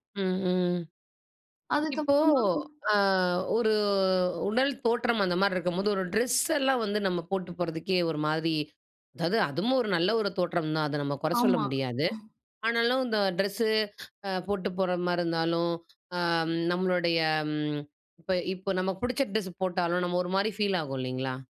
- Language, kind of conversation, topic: Tamil, podcast, உங்கள் உடல் வடிவத்துக்கு பொருந்தும் ஆடைத் தோற்றத்தை நீங்கள் எப்படித் தேர்ந்தெடுக்கிறீர்கள்?
- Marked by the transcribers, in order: breath; inhale; other noise; in English: "ஃபீல்"